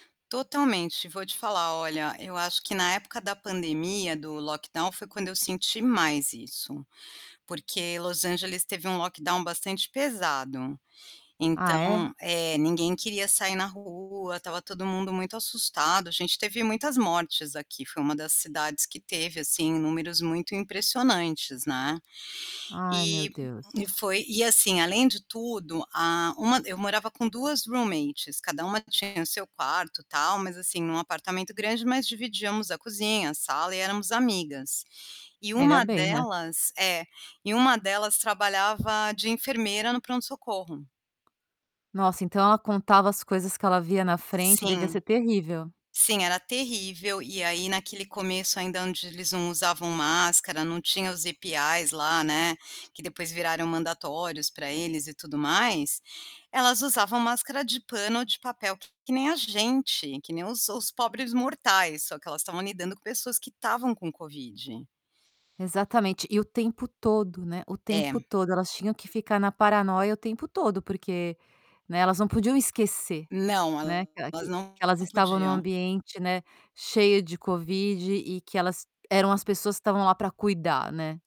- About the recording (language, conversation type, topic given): Portuguese, podcast, Como um passeio curto pode mudar o seu humor ao longo do dia?
- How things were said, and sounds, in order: in English: "lockdown"; distorted speech; in English: "roommates"; other background noise; tapping; static